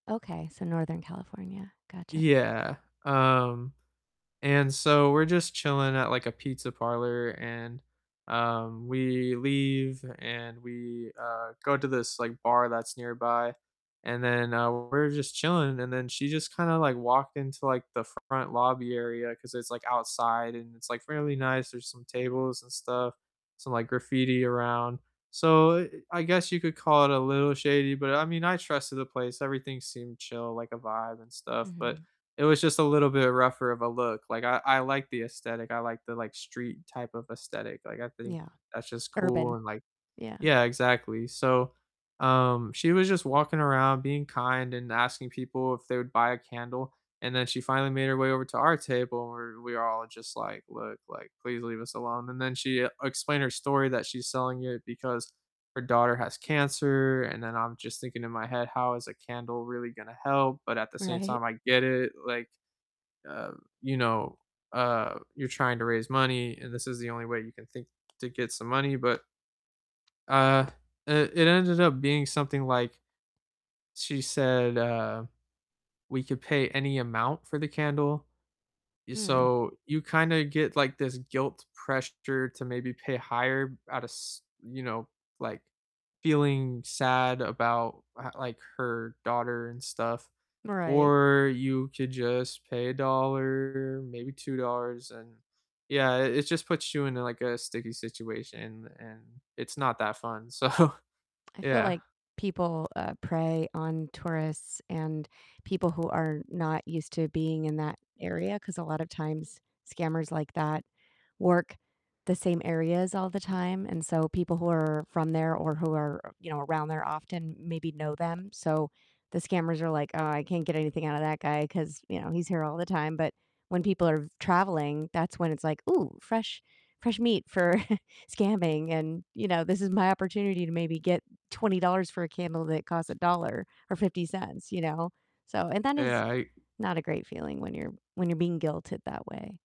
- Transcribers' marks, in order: distorted speech; tapping; laughing while speaking: "So"; other background noise; chuckle
- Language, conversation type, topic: English, unstructured, Have you ever been scammed while traveling?
- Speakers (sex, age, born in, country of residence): female, 45-49, United States, United States; male, 25-29, United States, United States